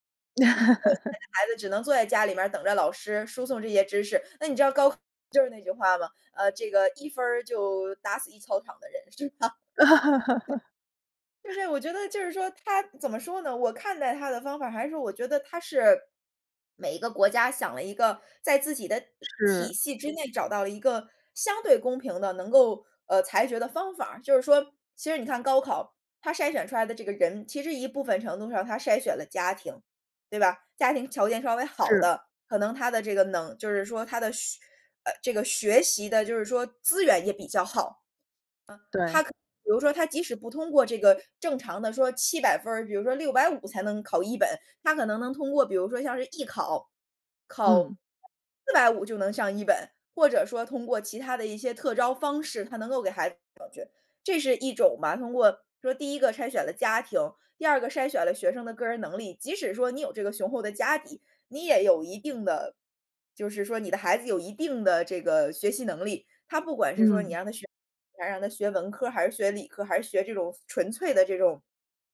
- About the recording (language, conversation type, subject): Chinese, podcast, 你觉得分数能代表能力吗？
- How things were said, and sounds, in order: laugh; laugh; other background noise